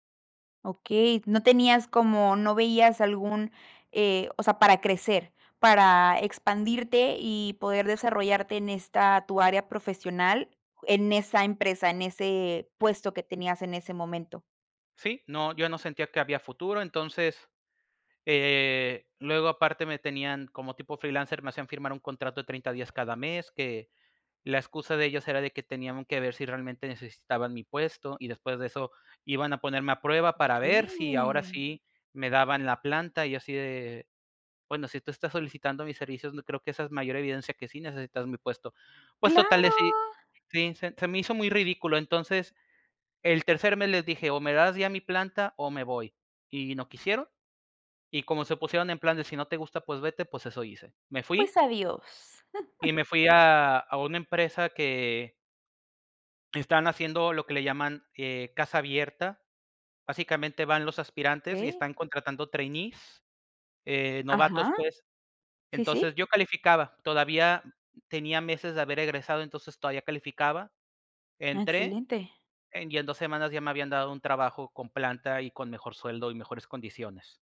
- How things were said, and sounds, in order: drawn out: "Okey"; chuckle; in English: "trainees"; other background noise
- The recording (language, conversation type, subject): Spanish, podcast, ¿Cómo sabes cuándo es hora de cambiar de trabajo?